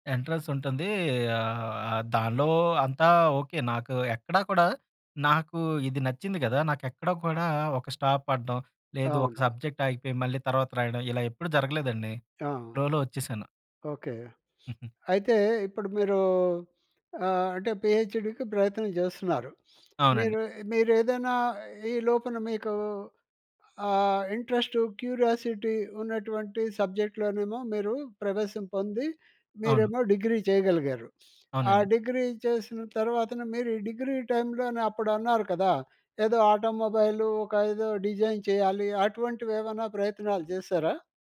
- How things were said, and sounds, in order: in English: "ఎంట్రన్స్"; in English: "స్టాప్"; in English: "సబ్జెక్ట్"; in English: "ఫ్లో‌లో"; sniff; giggle; in English: "పీహెచ్‌డీకి"; sniff; in English: "ఇంట్రెస్ట్, క్యూరియాసిటీ"; in English: "సబ్జెక్ట్‌లోనేమో"; in English: "డిజైన్"
- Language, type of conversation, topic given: Telugu, podcast, ఎంతో మంది ఒకేసారి ఒకటే చెప్పినా మీ మనసు వేరుగా అనిపిస్తే మీరు ఎలా స్పందిస్తారు?